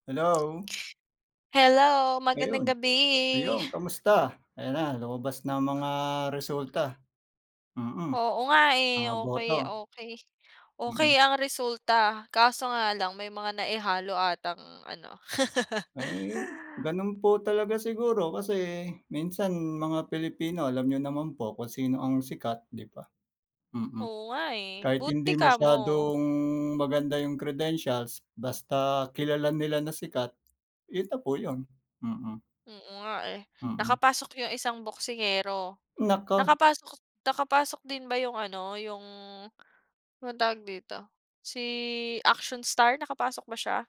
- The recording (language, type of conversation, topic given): Filipino, unstructured, Paano mo gustong magbago ang pulitika sa Pilipinas?
- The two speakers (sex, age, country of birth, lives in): female, 25-29, Philippines, Philippines; male, 40-44, Philippines, Philippines
- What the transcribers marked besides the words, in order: tapping; other background noise; laugh; in English: "credentials"